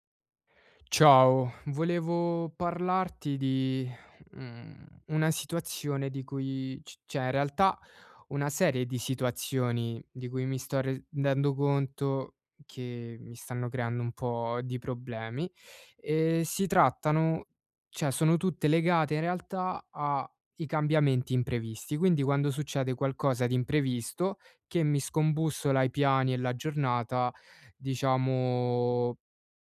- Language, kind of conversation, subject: Italian, advice, Come posso adattarmi quando un cambiamento improvviso mi fa sentire fuori controllo?
- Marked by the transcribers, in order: tapping; "cioè" said as "ceh"; "rendendo" said as "redendo"